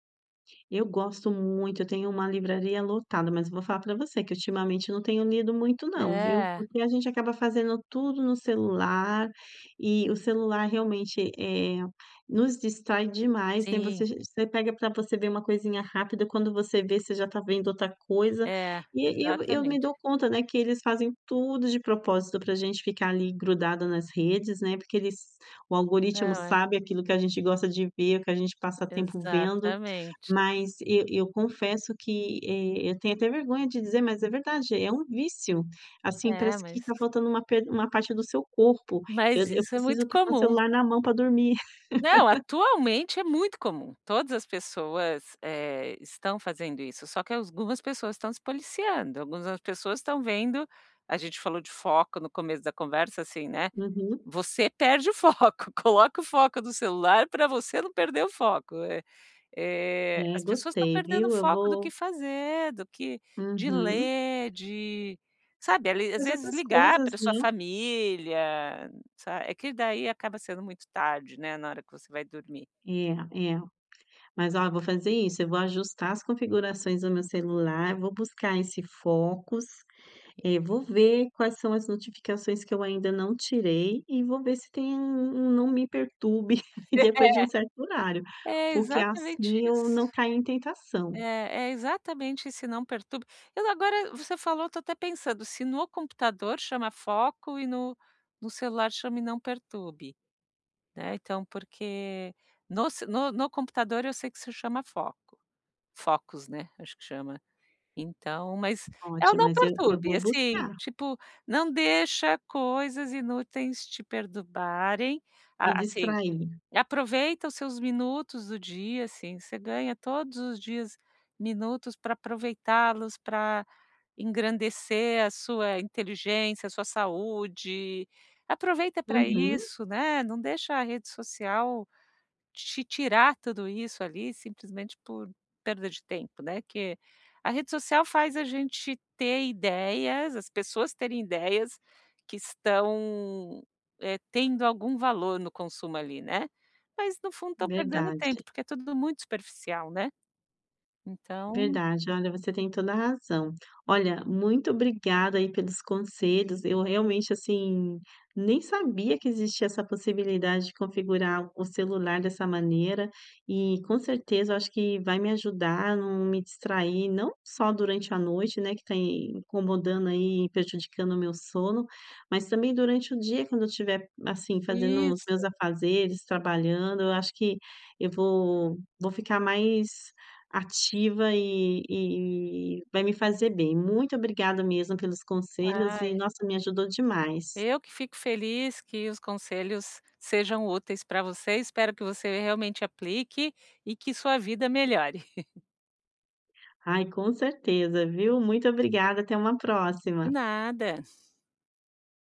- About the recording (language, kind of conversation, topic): Portuguese, advice, Como posso reduzir as notificações e interrupções antes de dormir para descansar melhor?
- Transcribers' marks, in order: laugh; tapping; other noise; chuckle; laughing while speaking: "É"; giggle